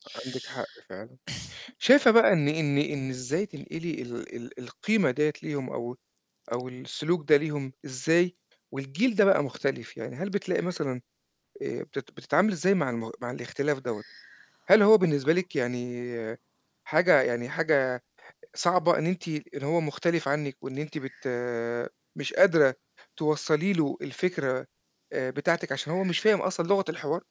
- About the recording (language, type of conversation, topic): Arabic, podcast, إيه أكتر قيمة تحب تسيبها للأجيال الجاية؟
- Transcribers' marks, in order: distorted speech; static; other noise; tapping